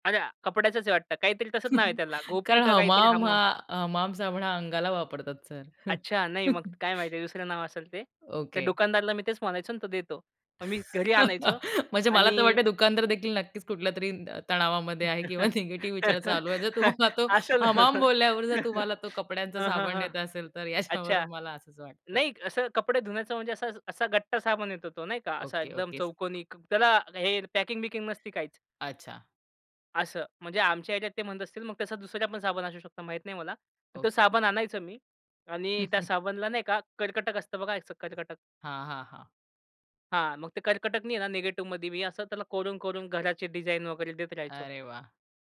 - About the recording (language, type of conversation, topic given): Marathi, podcast, नकारात्मक विचार मनात आले की तुम्ही काय करता?
- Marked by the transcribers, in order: chuckle; chuckle; "दुकानदाराला" said as "डुकानदाराला"; giggle; laughing while speaking: "म्हणजे मला तर वाटतंय दुकानदारदेखील"; laughing while speaking: "निगेटिव्ह"; laugh; laughing while speaking: "असल"; laugh; laughing while speaking: "तो"; laughing while speaking: "याच्यावरून"; other noise; chuckle